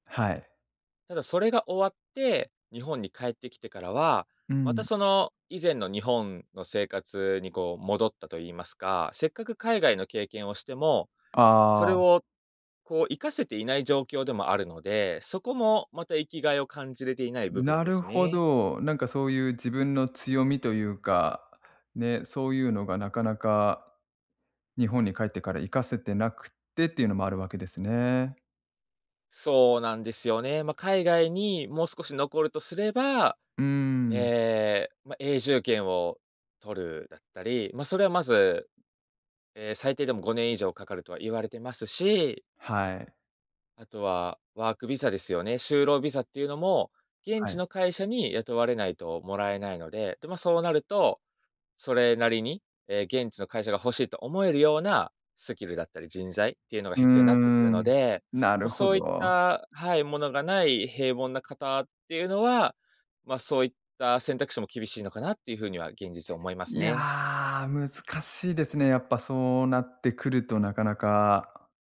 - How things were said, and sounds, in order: none
- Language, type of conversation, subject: Japanese, advice, 退職後、日々の生きがいや自分の役割を失ったと感じるのは、どんなときですか？